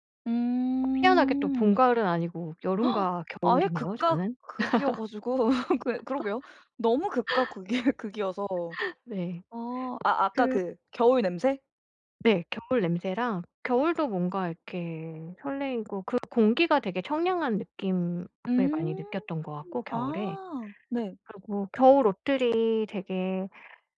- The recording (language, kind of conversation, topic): Korean, podcast, 가장 좋아하는 계절은 언제이고, 그 이유는 무엇인가요?
- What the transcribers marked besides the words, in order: gasp; other background noise; laughing while speaking: "극이여 가지고"; tapping; laughing while speaking: "극이"; laugh